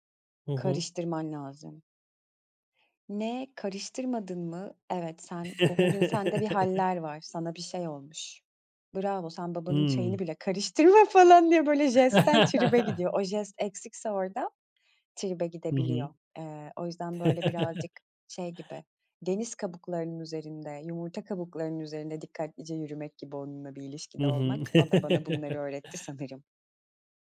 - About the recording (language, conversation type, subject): Turkish, podcast, Aile içinde gerçekten işe yarayan küçük jestler hangileridir?
- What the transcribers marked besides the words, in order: chuckle; laughing while speaking: "karıştırma, falan diye böyle jestten tribe gidiyor"; chuckle; chuckle; chuckle